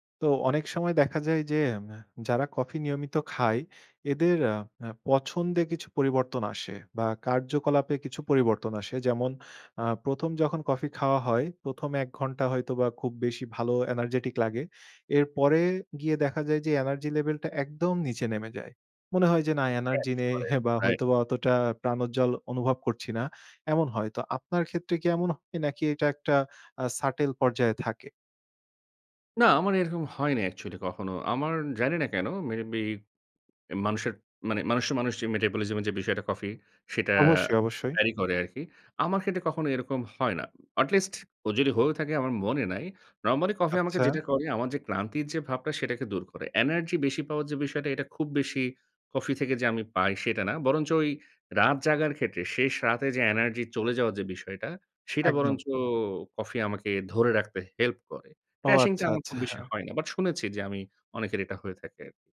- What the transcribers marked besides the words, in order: tapping; in English: "এনার্জেটিক"; in English: "crash"; scoff; in English: "subtle"; in English: "metabolism"; in English: "crashing"; scoff
- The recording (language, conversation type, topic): Bengali, podcast, কফি বা চা খাওয়া আপনার এনার্জিতে কী প্রভাব ফেলে?